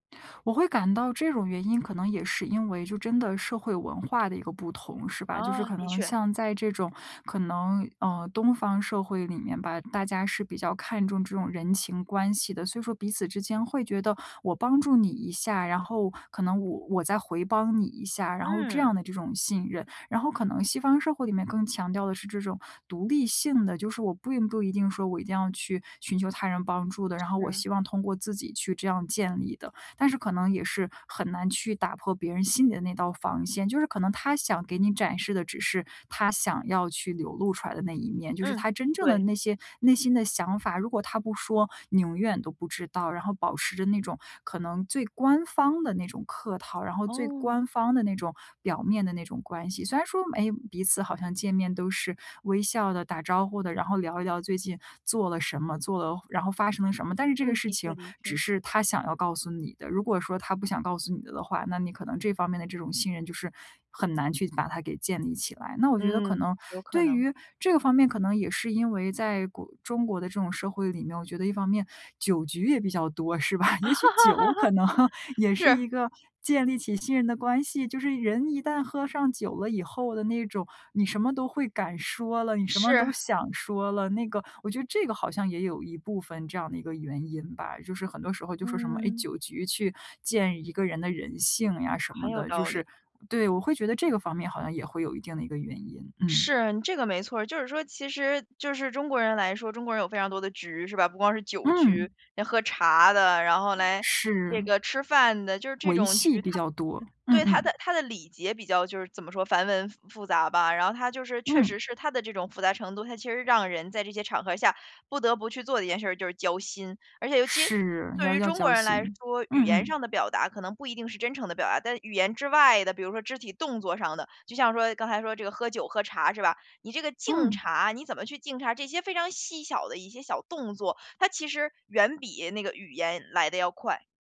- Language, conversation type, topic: Chinese, podcast, 什么行为最能快速建立信任？
- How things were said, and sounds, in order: other background noise; laughing while speaking: "是吧？也许酒可能也是"; laugh; joyful: "一个建立起信任的关系 … 什么都想说了"